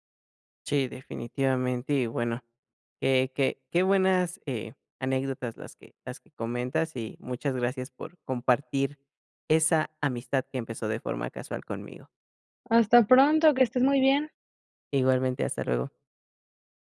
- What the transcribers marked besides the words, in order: none
- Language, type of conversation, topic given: Spanish, podcast, ¿Qué amistad empezó de forma casual y sigue siendo clave hoy?